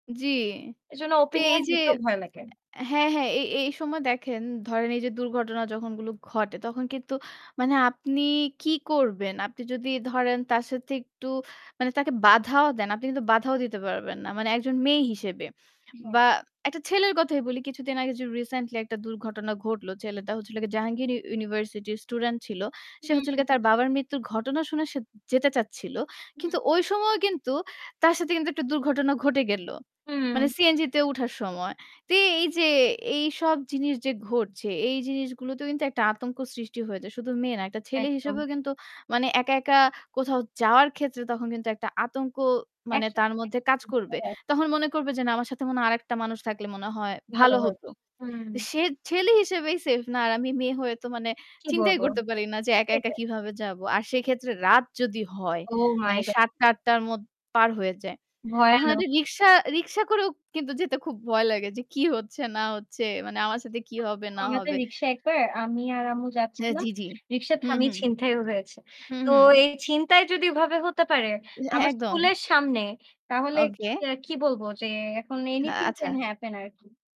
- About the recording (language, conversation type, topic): Bengali, unstructured, কেন কখনও কখনও নিজের মতামত প্রকাশ করতে ভয় লাগে?
- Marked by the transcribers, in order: static; in English: "ওপিনিয়ন"; other background noise; unintelligible speech; in English: "এনিথিং ক্যান হ্যাপেন"